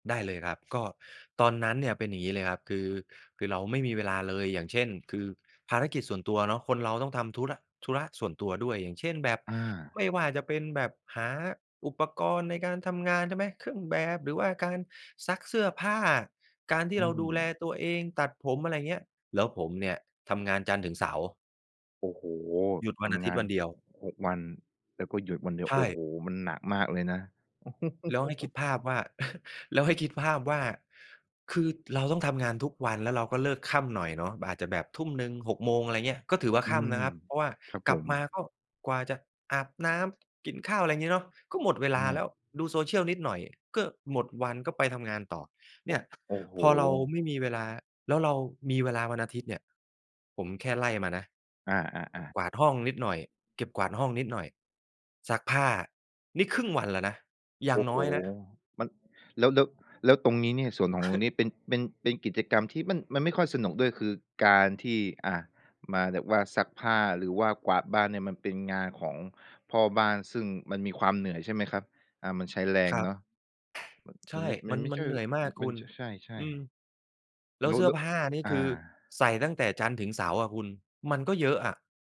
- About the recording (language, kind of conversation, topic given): Thai, podcast, สำหรับคุณ การมีสมดุลระหว่างชีวิตกับงานมีความหมายอย่างไร?
- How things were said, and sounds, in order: laugh; chuckle; tapping